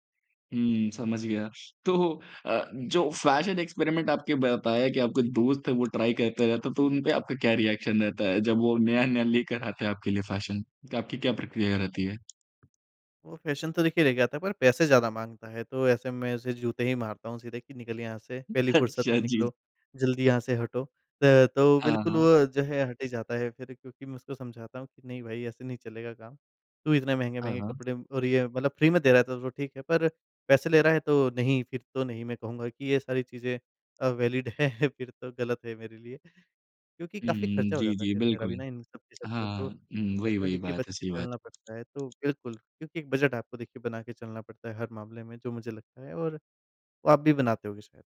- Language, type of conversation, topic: Hindi, podcast, आपके लिए नया स्टाइल अपनाने का सबसे पहला कदम क्या होता है?
- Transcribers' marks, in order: laughing while speaking: "तो"; in English: "एक्सपेरिमेंट"; in English: "ट्राई"; in English: "रिएक्शन"; tapping; laughing while speaking: "अच्छा जी"; in English: "फ्री"; in English: "वैलिड"; laughing while speaking: "हैं"